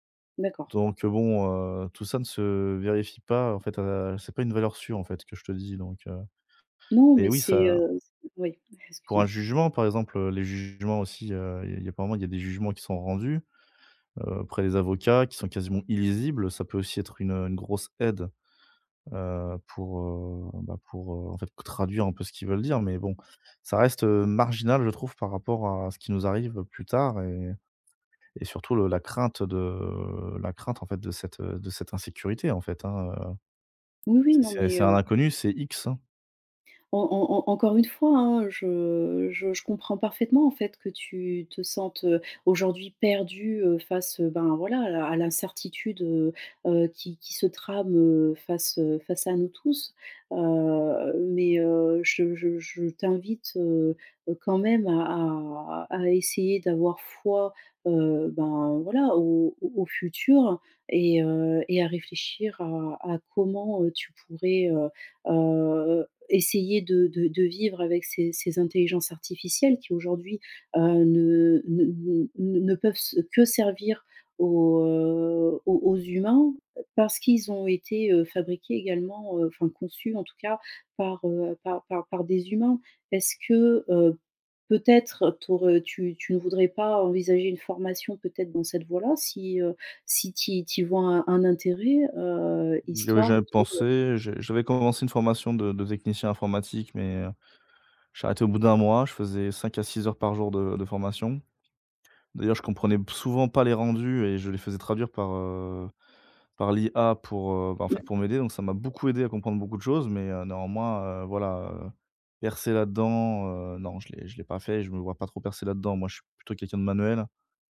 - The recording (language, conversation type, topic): French, advice, Comment puis-je vivre avec ce sentiment d’insécurité face à l’inconnu ?
- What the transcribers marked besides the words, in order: tapping; other background noise; stressed: "aide"; stressed: "marginal"; drawn out: "de"; unintelligible speech